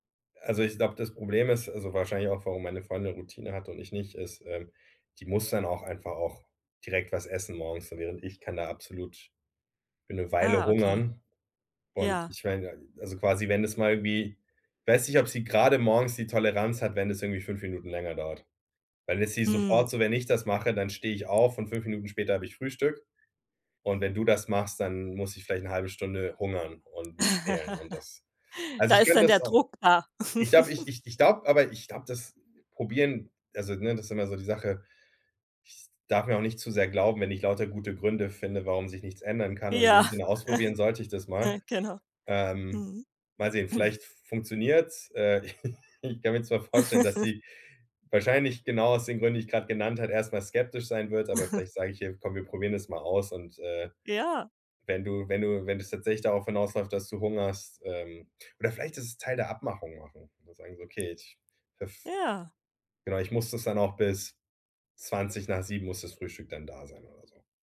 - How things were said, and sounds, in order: chuckle; chuckle; chuckle; throat clearing; chuckle; chuckle
- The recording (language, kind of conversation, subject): German, advice, Warum klappt deine Morgenroutine nie pünktlich?